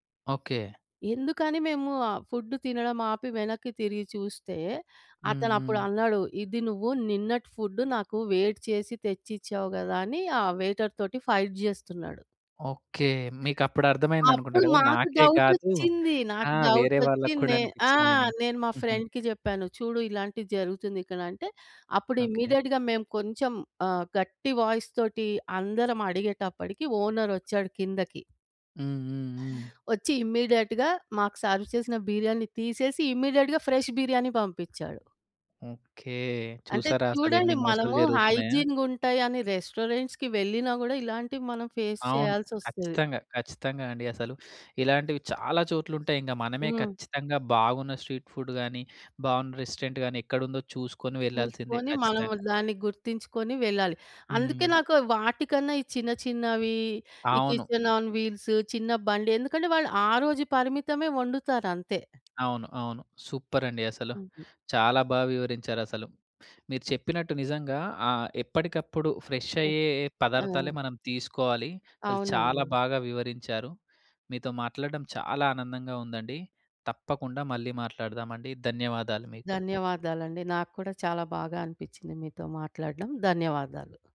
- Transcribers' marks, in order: in English: "ఫుడ్"; in English: "ఫుడ్"; in English: "వెయిటర్"; in English: "ఫైట్"; in English: "డౌట్"; in English: "ఫ్రెండ్‌కి"; in English: "ఇమ్మీడియేట్‌గా"; in English: "వాయిస్"; in English: "ఓనర్"; in English: "ఇమ్మీడియేట్‌గా"; in English: "సర్వ్"; in English: "ఇమ్మీడియేట్‌గా ఫ్రెష్"; other background noise; in English: "హైజీన్‌గుంటాయి"; in English: "రెస్టారెంట్స్‌కి"; in English: "ఫేస్"; in English: "స్ట్రీట్ ఫుడ్"; tapping; in English: "రెస్టారెంట్‌గాని"; in English: "కిచెన్ ఆన్ వీల్స్"; in English: "ఫ్రెష్"
- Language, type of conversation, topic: Telugu, podcast, వీధి తిండి బాగా ఉందో లేదో మీరు ఎలా గుర్తిస్తారు?